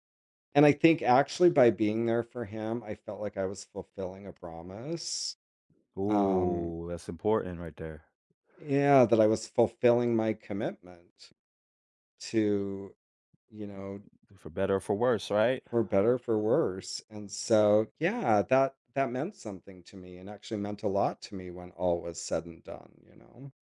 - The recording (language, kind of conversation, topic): English, unstructured, How can experiencing loss shape who we become?
- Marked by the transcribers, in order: drawn out: "Ooh"